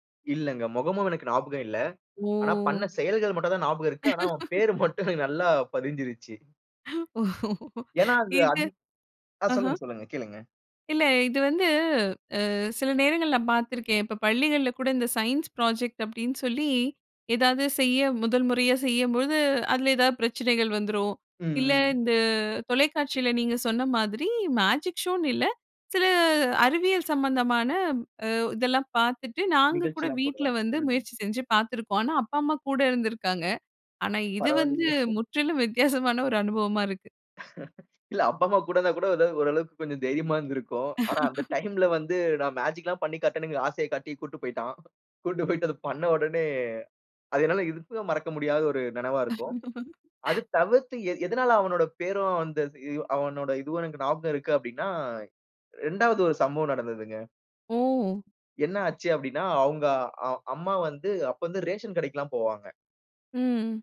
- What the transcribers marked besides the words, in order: drawn out: "ஓ!"; laugh; laughing while speaking: "பேர் மட்டும்"; laugh; in English: "சயின்ஸ் ப்ராஜெக்ட்"; laughing while speaking: "வித்தியாசமான"; chuckle; laugh; laugh; laughing while speaking: "போயிட்டு"; laugh; tapping
- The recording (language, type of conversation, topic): Tamil, podcast, உங்கள் முதல் நண்பருடன் நீங்கள் எந்த விளையாட்டுகளை விளையாடினீர்கள்?